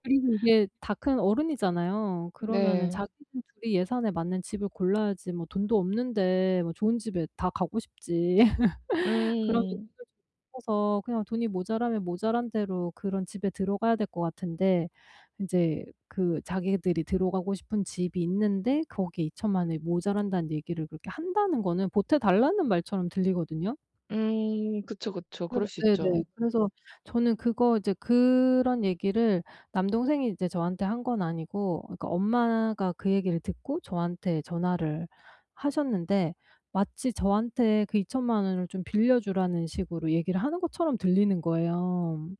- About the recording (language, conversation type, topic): Korean, advice, 돈 문제로 갈등이 생겼을 때 어떻게 평화롭게 해결할 수 있나요?
- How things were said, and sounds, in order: laugh; unintelligible speech